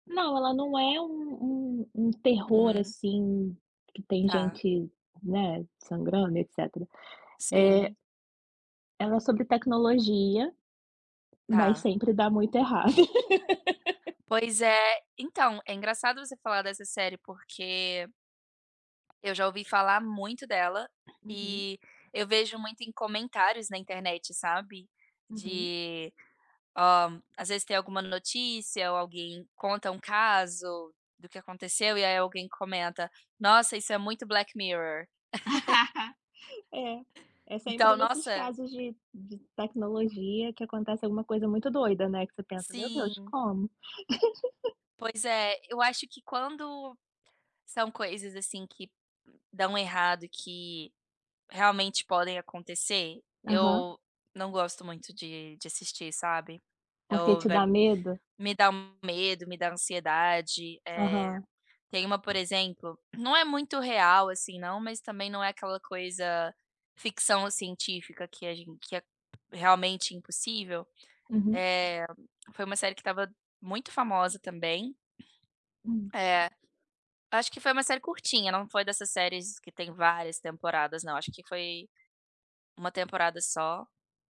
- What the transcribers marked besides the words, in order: tapping; other background noise; laugh; laugh; laugh; laugh
- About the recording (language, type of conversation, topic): Portuguese, unstructured, Como você decide entre ler um livro e assistir a uma série?